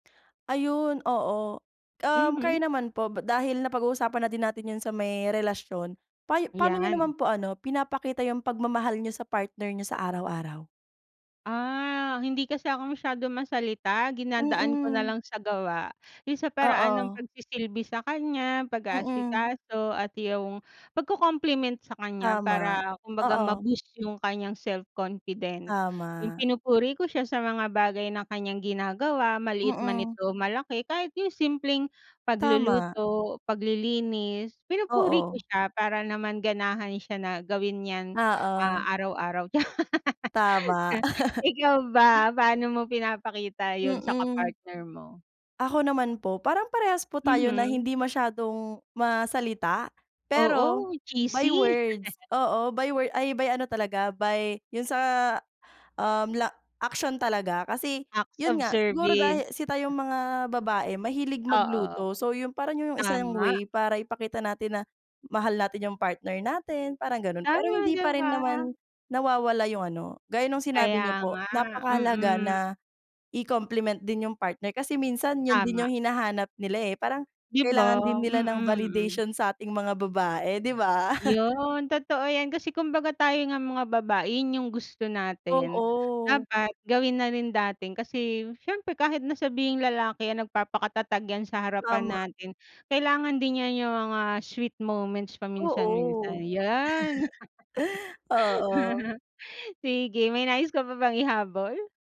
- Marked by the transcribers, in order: laugh; laughing while speaking: "Ikaw ba, paano mo pinapakita yun sa kapartner mo?"; chuckle; in English: "Acts of service"; laugh; chuckle; laugh
- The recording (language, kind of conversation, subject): Filipino, unstructured, Paano mo ilalarawan ang ideal na relasyon para sa iyo, at ano ang pinakamahalagang bagay sa isang romantikong relasyon?